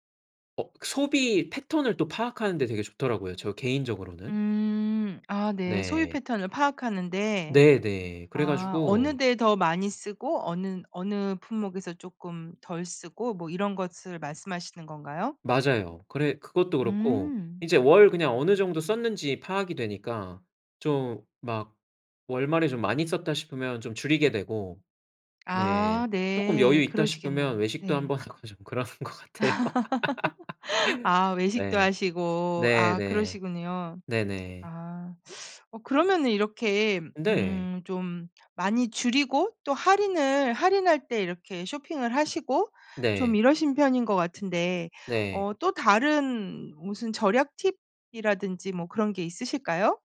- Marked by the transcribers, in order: tapping; laugh; laughing while speaking: "하고 좀 그러는 것 같아요"; lip smack; laugh
- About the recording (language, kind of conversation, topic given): Korean, podcast, 생활비를 절약하는 습관에는 어떤 것들이 있나요?